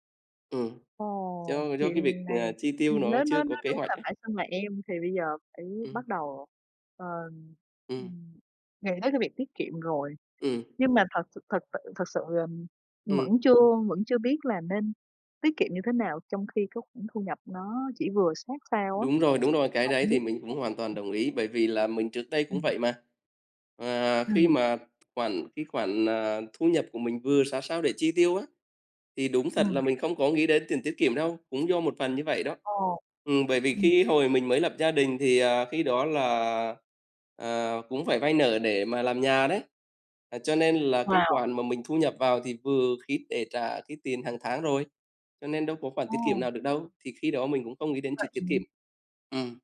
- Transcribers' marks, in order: other background noise; unintelligible speech; tapping
- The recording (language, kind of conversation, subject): Vietnamese, unstructured, Bạn nghĩ sao về việc bắt đầu tiết kiệm tiền từ khi còn trẻ?